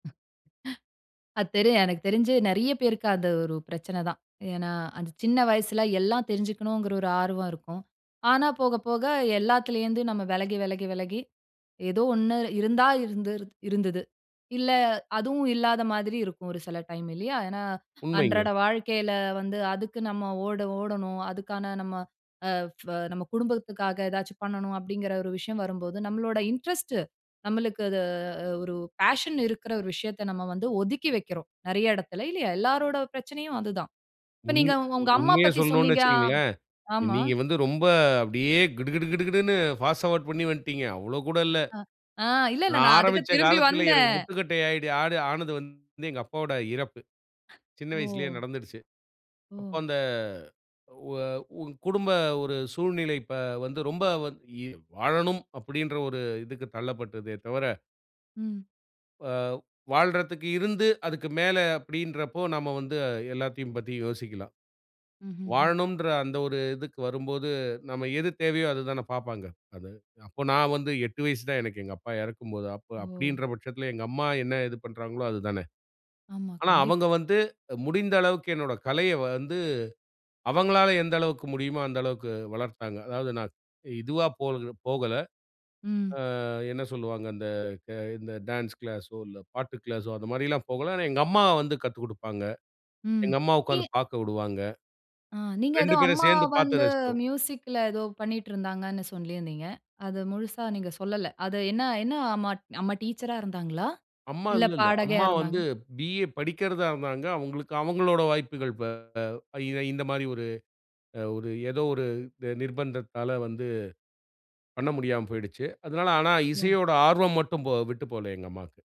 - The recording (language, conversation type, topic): Tamil, podcast, மற்றவர்களை புதிய இசையை ரசிக்கத் தூண்ட நீங்கள் எப்படிப் பேசி அணுகுவீர்கள்?
- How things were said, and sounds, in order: other noise; in English: "இன்ட்ரெஸ்ட்டு"; in English: "பேஷன்"; in English: "ஃபாஸ்ட் அவார்ட்"; "ஃபார்வார்ட்" said as "அவார்ட்"; unintelligible speech; in English: "மியூசிக்ல"; in English: "பி.ஏ"